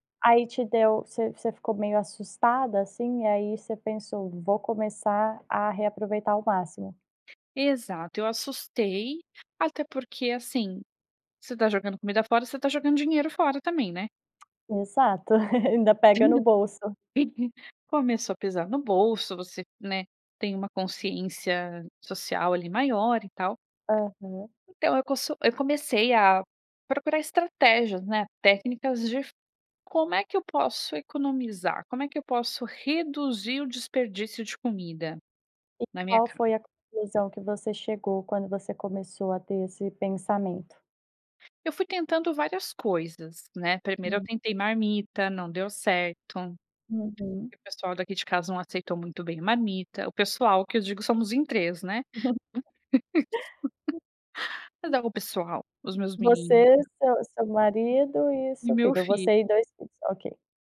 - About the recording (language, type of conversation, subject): Portuguese, podcast, Que dicas você dá para reduzir o desperdício de comida?
- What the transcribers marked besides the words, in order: other background noise; chuckle; unintelligible speech; laugh; chuckle; laugh; unintelligible speech